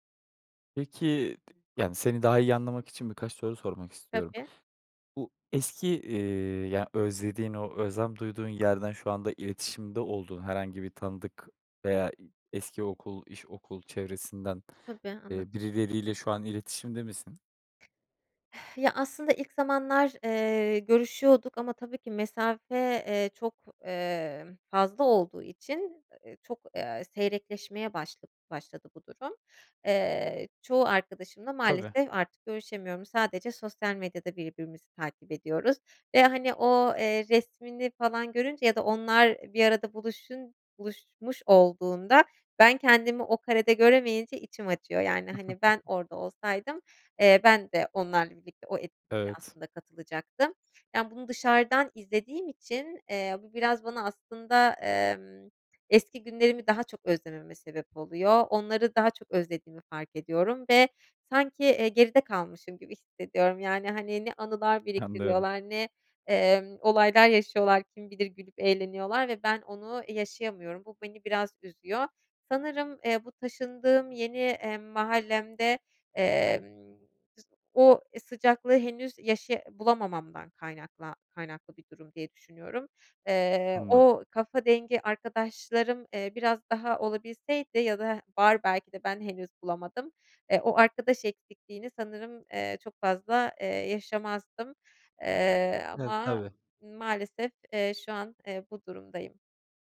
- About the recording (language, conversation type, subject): Turkish, advice, Yeni bir şehirde kendinizi yalnız ve arkadaşsız hissettiğiniz oluyor mu?
- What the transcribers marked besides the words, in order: other background noise; sigh; chuckle